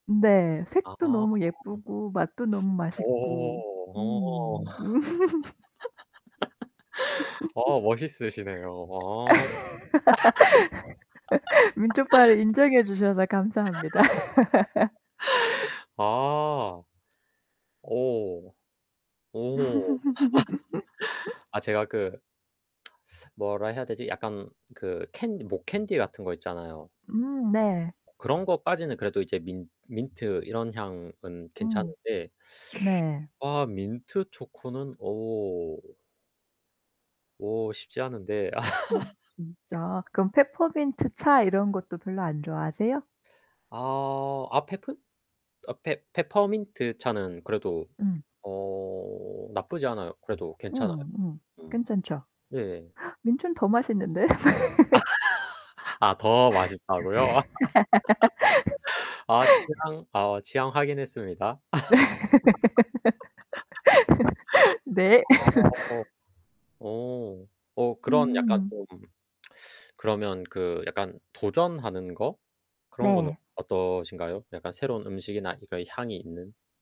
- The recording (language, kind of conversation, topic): Korean, unstructured, 음식 냄새로 떠오르는 특별한 순간이 있으신가요?
- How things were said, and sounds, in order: static; distorted speech; other background noise; laughing while speaking: "오"; laugh; laugh; tapping; laugh; laughing while speaking: "아"; gasp; laugh; laugh; laugh; background speech; laugh; laughing while speaking: "네"; laugh; laugh